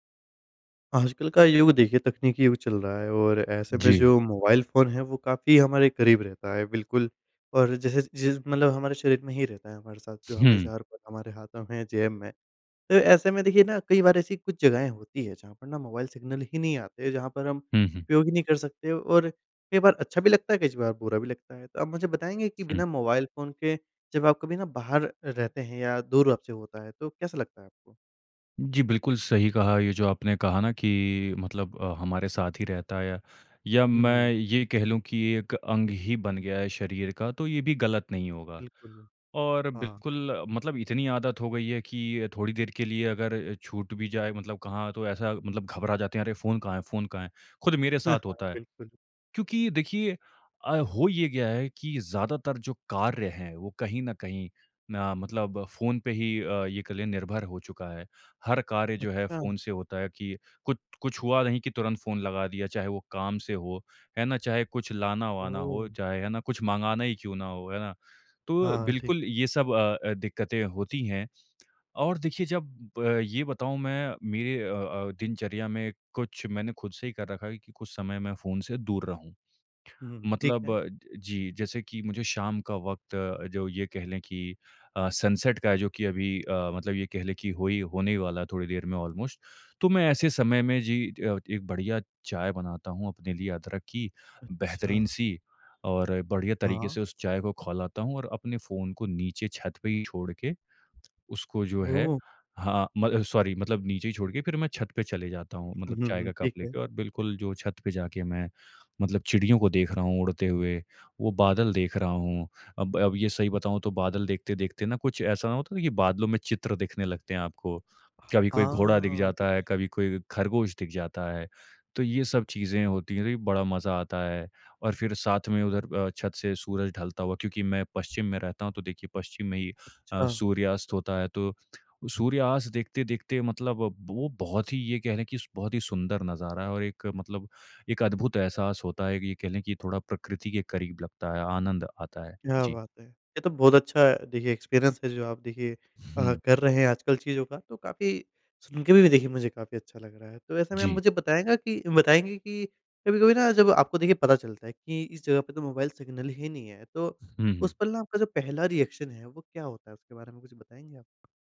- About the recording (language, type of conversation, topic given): Hindi, podcast, बिना मोबाइल सिग्नल के बाहर रहना कैसा लगता है, अनुभव बताओ?
- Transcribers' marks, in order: chuckle; in English: "सनसेट"; in English: "ऑलमोस्ट"; in English: "सॉरी"; in English: "एक्सपीरियंस"; in English: "रिएक्शन"